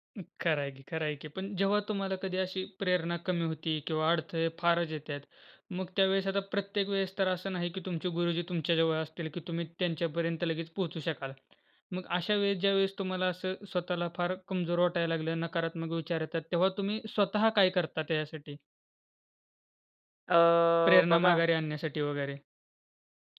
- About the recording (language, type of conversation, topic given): Marathi, podcast, तुम्हाला स्वप्ने साध्य करण्याची प्रेरणा कुठून मिळते?
- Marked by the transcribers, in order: alarm; other background noise; drawn out: "अ"; other noise